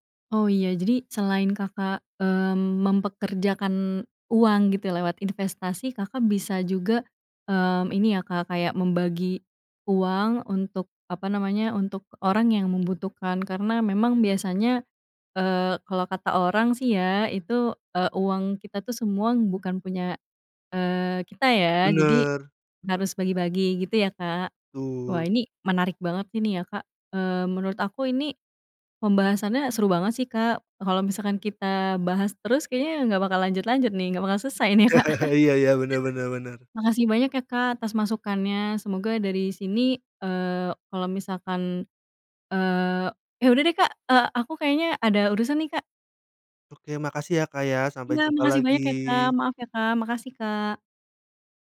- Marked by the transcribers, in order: other background noise; tapping; chuckle; laughing while speaking: "nih, ya, Kak"; chuckle
- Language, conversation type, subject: Indonesian, podcast, Bagaimana kamu mengatur keuangan saat mengalami transisi kerja?